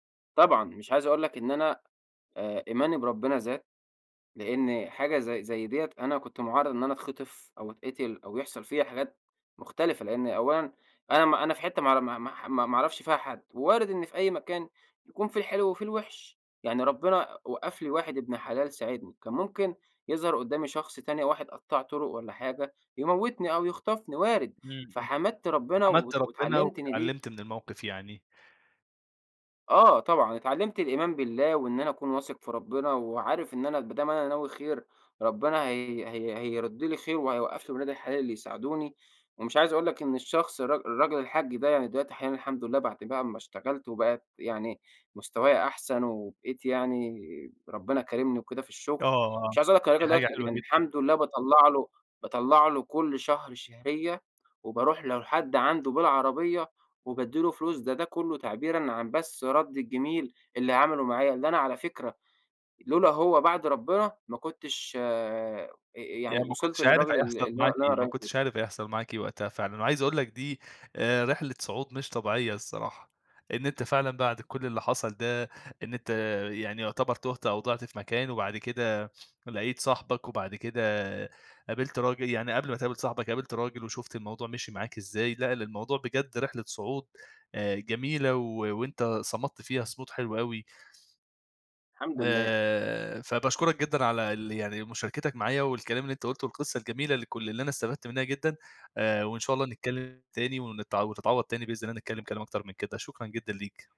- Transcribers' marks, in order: none
- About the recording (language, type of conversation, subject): Arabic, podcast, بتعمل إيه أول ما الإشارة بتضيع أو بتقطع؟